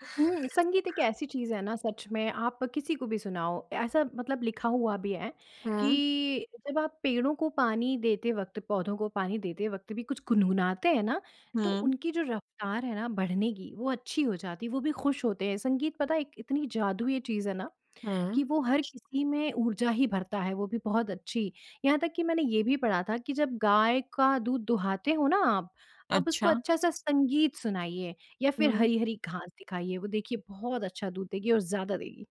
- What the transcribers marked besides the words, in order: tapping
- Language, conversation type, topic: Hindi, podcast, कौन-सा पुराना गाना सुनते ही आपकी बचपन की यादें ताज़ा हो जाती हैं?